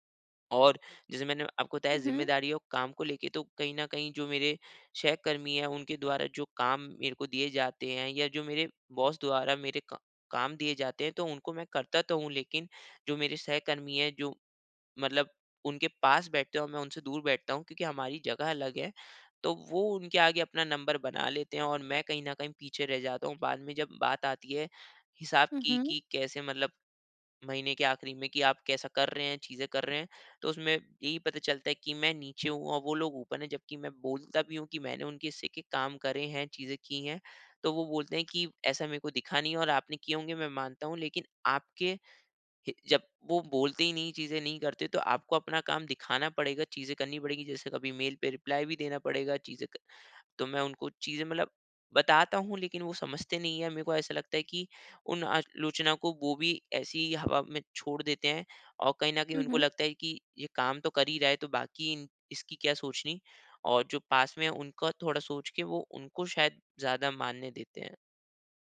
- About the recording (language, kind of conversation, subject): Hindi, advice, आलोचना का जवाब मैं शांत तरीके से कैसे दे सकता/सकती हूँ, ताकि आक्रोश व्यक्त किए बिना अपनी बात रख सकूँ?
- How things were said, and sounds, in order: in English: "नंबर"; in English: "रिप्लाई"